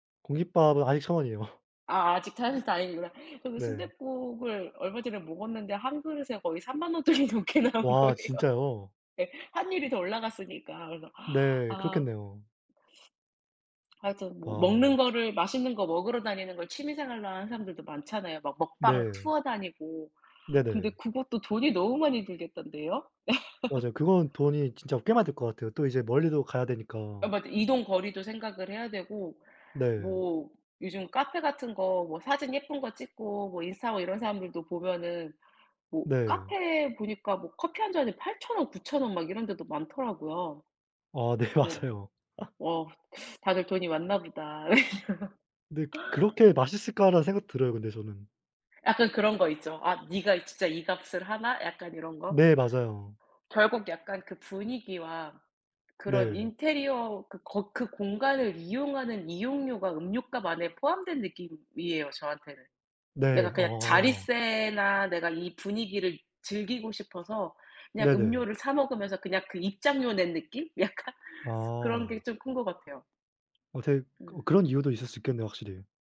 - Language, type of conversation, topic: Korean, unstructured, 취미가 스트레스 해소에 도움이 된 적이 있나요?
- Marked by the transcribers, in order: laugh; tapping; unintelligible speech; laughing while speaking: "돈이 넘게 나온 거예요"; other background noise; laugh; laughing while speaking: "네 맞아요"; laugh; laughing while speaking: "약간"